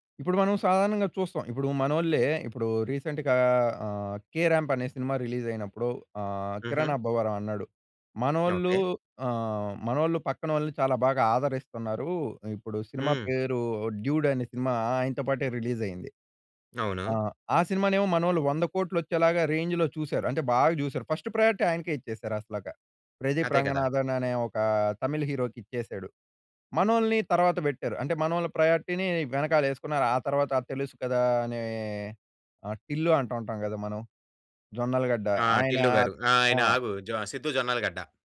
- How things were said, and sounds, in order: in English: "రీసెంట్‌గా"; in English: "రిలీజ్"; in English: "రిలీజ్"; in English: "రేంజ్‌లో"; in English: "ఫస్ట్ ప్రయారిటీ"; in English: "హీరోకి"; in English: "ప్రయారిటీని"
- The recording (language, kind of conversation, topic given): Telugu, podcast, మీ ఫోన్ వల్ల మీ సంబంధాలు ఎలా మారాయి?